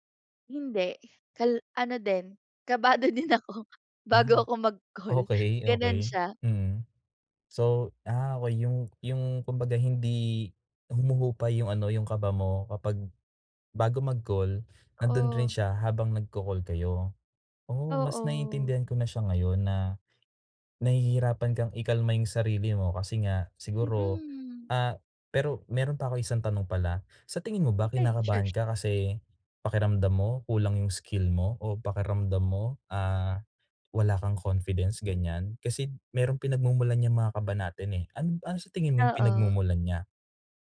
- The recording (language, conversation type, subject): Filipino, advice, Ano ang mga epektibong paraan para mabilis akong kumalma kapag sobra akong nababagabag?
- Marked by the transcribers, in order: other background noise; laughing while speaking: "kabado din ako, bago ako mag-call"; tapping